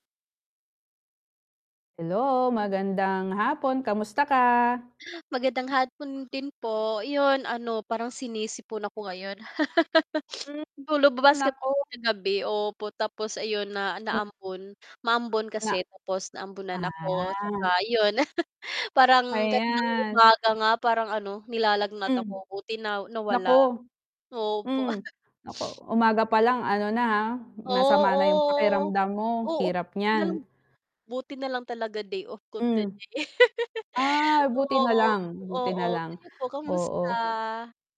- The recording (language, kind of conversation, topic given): Filipino, unstructured, Ano ang paborito mong gawin tuwing umaga?
- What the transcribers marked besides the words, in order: mechanical hum; "hapon" said as "hatpon"; other background noise; laugh; sniff; static; distorted speech; chuckle; tapping; chuckle; sniff; drawn out: "Oo"; laugh